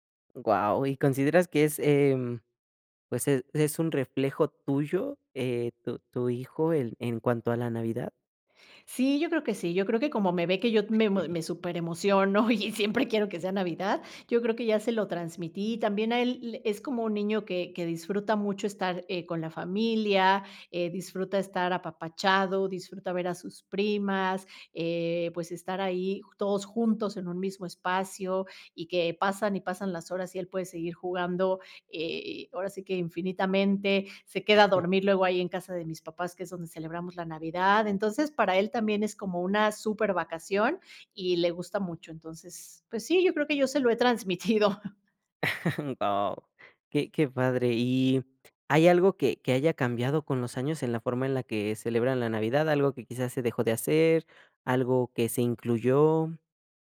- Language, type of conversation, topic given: Spanish, podcast, ¿Qué tradición familiar te hace sentir que realmente formas parte de tu familia?
- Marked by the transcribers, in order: chuckle; laughing while speaking: "siempre quiero que sea Navidad"; chuckle; laughing while speaking: "he transmitido"; chuckle